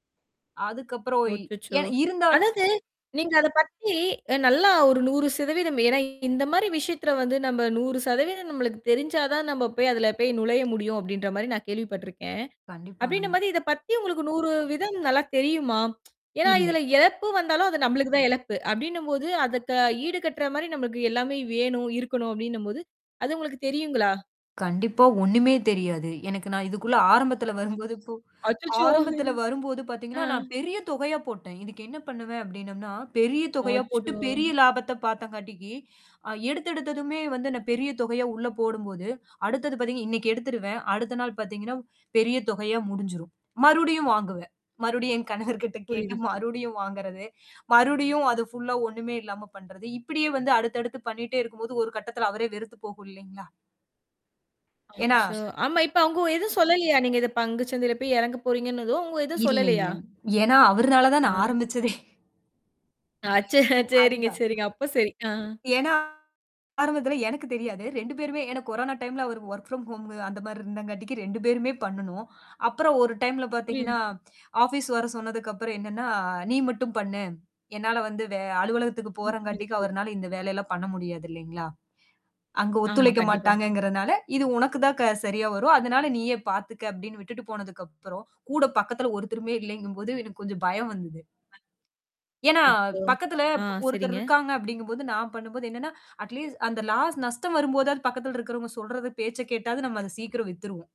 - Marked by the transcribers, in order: tapping; distorted speech; static; mechanical hum; tsk; laughing while speaking: "அச்சச்சோ!"; laughing while speaking: "கணவர்கிட்ட கேட்டு மறுபடியும் வாங்குறது"; sneeze; other background noise; chuckle; laughing while speaking: "அச்ச சரிங்க"; in English: "வொர்க் ஃப்ரம் ஹோம்"; unintelligible speech; other noise; in English: "அட் லீஸ்ட்"; in English: "லாஸ்"
- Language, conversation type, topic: Tamil, podcast, அந்த நாளின் தோல்வி இப்போது உங்கள் கலைப் படைப்புகளை எந்த வகையில் பாதித்திருக்கிறது?